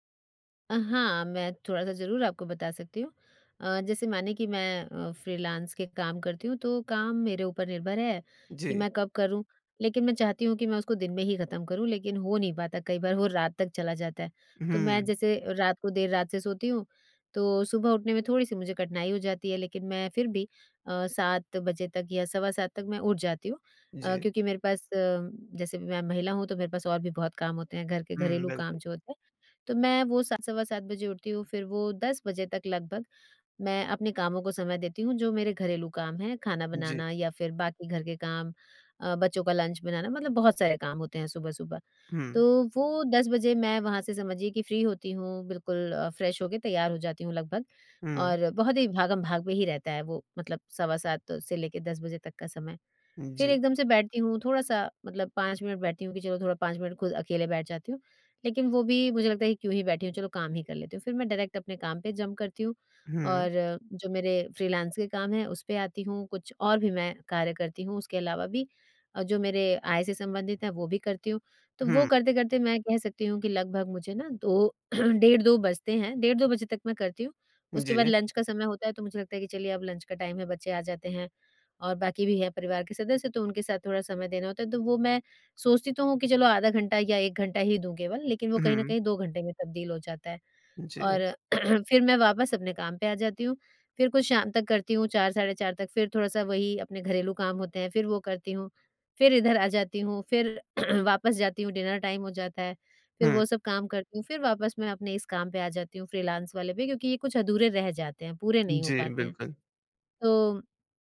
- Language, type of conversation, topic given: Hindi, advice, मैं रोज़ाना रचनात्मक काम के लिए समय कैसे निकालूँ?
- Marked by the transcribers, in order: in English: "फ्रीलांस"; in English: "फ्री"; in English: "फ्रेश"; tapping; in English: "डायरेक्ट"; in English: "जम्प"; in English: "फ्रीलांस"; throat clearing; in English: "लंच"; in English: "लंच"; in English: "टाइम"; throat clearing; throat clearing; in English: "डिनर टाइम"; in English: "फ्रीलांस"